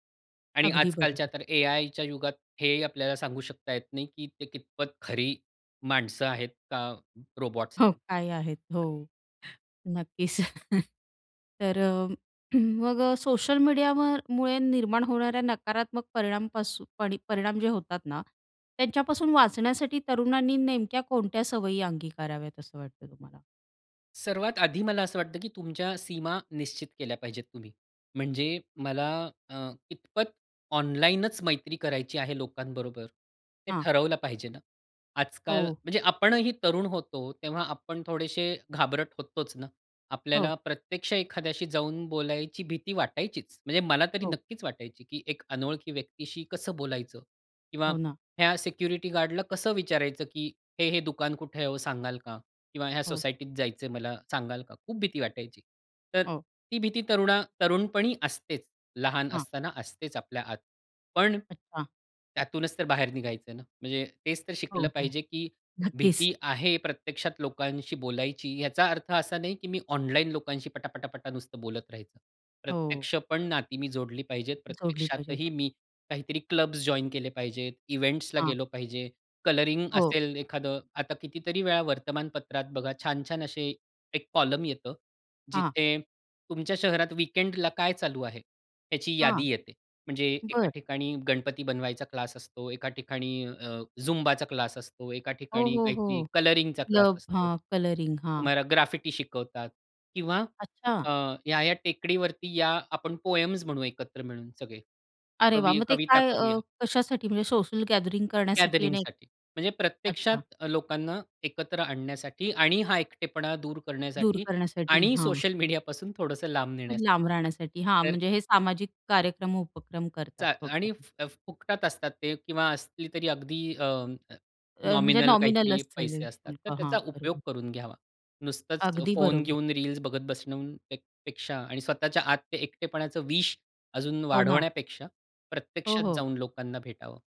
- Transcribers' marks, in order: other noise; laugh; throat clearing; in English: "सिक्युरिटी गार्ड"; laughing while speaking: "नक्कीच"; in English: "इव्हेंट्स"; in English: "कलरिंग"; in English: "वीकेंड"; in English: "कलरिंग"; in English: "ग्राफिटी"; in English: "पोएम्स"; in English: "सोशल गॅदरिंग"; in English: "नॉमिनल"; stressed: "विष"
- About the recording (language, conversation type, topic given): Marathi, podcast, सोशल मीडियामुळे एकटेपणा कमी होतो की वाढतो, असं तुम्हाला वाटतं का?